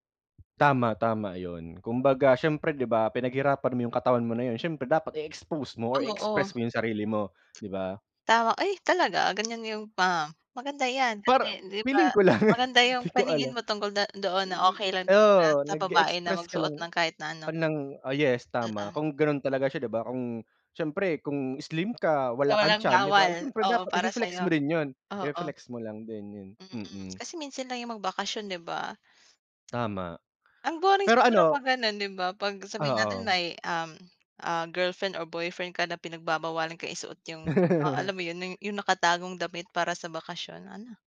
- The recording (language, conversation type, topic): Filipino, unstructured, Anong uri ng lugar ang gusto mong puntahan kapag nagbabakasyon?
- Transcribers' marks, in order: other background noise; laugh; laugh